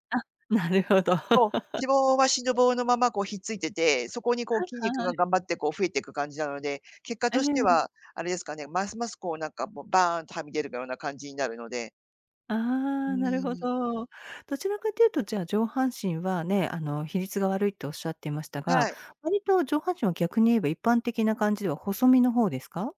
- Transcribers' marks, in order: "脂肪" said as "しのぼう"; chuckle; unintelligible speech
- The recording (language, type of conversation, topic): Japanese, advice, 運動しているのに体重や見た目に変化が出ないのはなぜですか？